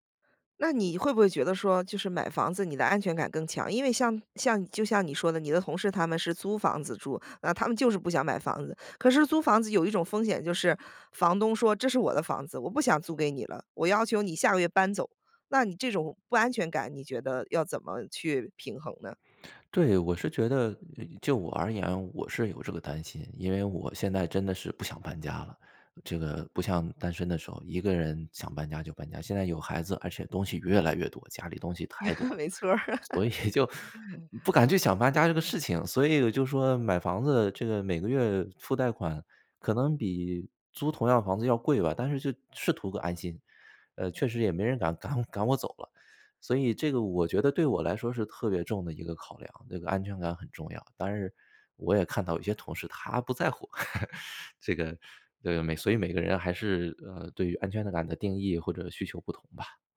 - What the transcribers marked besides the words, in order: laugh; laughing while speaking: "没错儿"; laugh; laughing while speaking: "所以"; laugh
- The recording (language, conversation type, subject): Chinese, podcast, 你会如何权衡买房还是租房？